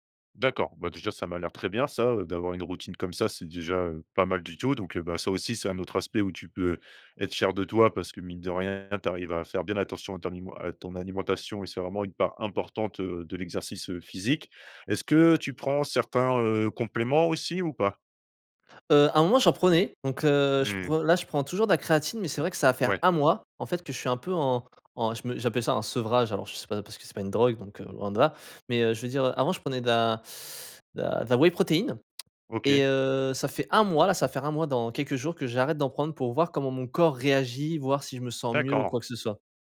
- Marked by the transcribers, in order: none
- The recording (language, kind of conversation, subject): French, advice, Comment retrouver la motivation après un échec récent ?